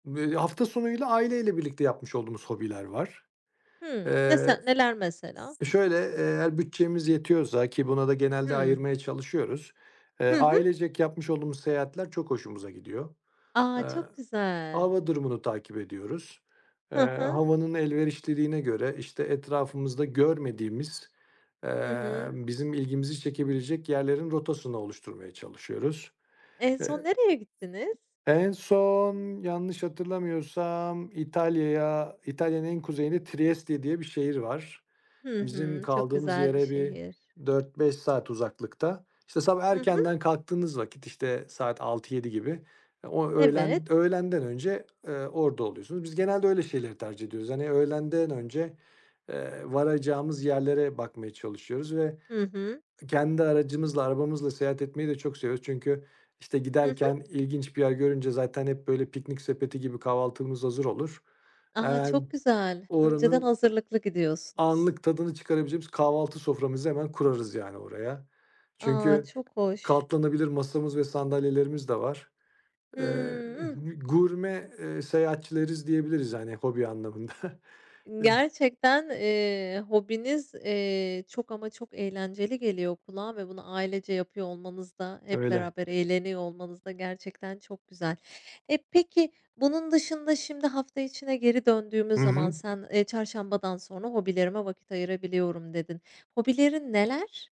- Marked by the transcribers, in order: other background noise; tapping; laughing while speaking: "anlamında"
- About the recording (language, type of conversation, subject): Turkish, podcast, Günlük rutinin içinde hobine nasıl zaman ayırıyorsun?